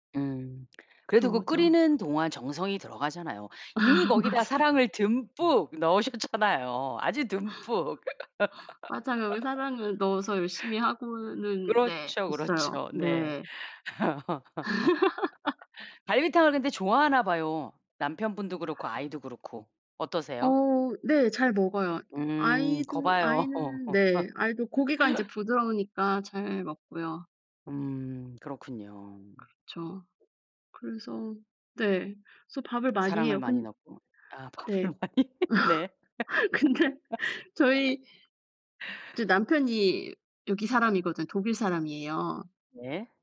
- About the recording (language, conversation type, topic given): Korean, podcast, 요리로 사랑을 표현하는 방법은 무엇이라고 생각하시나요?
- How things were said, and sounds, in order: laughing while speaking: "아 맞아요"; tapping; laughing while speaking: "넣으셨잖아요"; laugh; laughing while speaking: "그렇죠"; laugh; other background noise; laugh; laugh; laughing while speaking: "근데"; laughing while speaking: "밥을 많이"; laugh